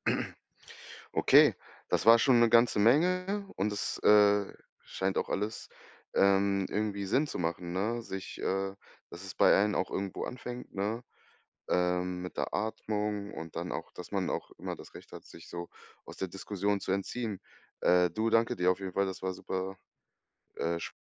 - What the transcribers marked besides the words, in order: throat clearing
- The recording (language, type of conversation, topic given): German, podcast, Wie bleibst du ruhig, wenn Diskussionen hitzig werden?